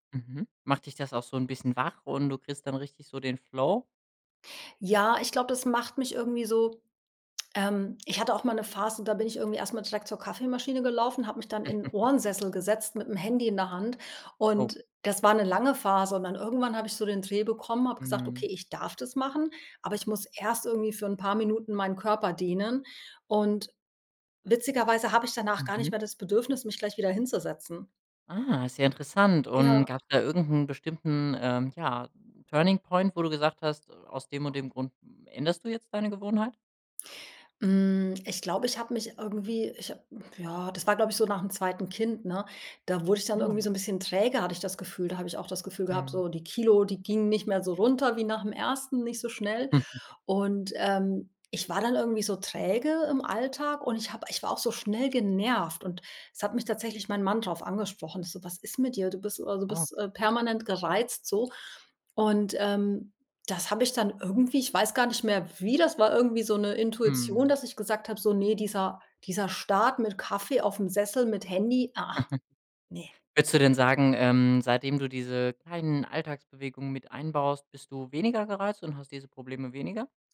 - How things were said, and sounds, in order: in English: "Flow?"; chuckle; in English: "Turning-Point"; other background noise; chuckle; chuckle
- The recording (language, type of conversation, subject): German, podcast, Wie baust du kleine Bewegungseinheiten in den Alltag ein?